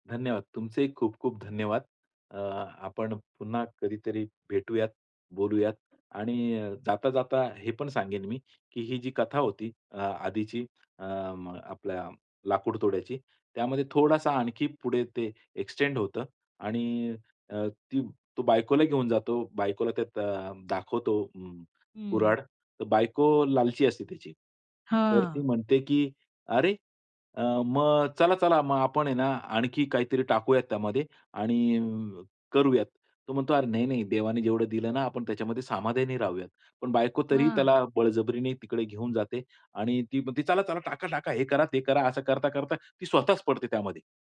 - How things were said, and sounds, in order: tapping; in English: "एक्सटेंड"; "समाधानी" said as "सामाधानी"
- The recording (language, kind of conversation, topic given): Marathi, podcast, लोककथा किंवा पारंपरिक घटक तुमच्या कामात कसे वापरले जातात?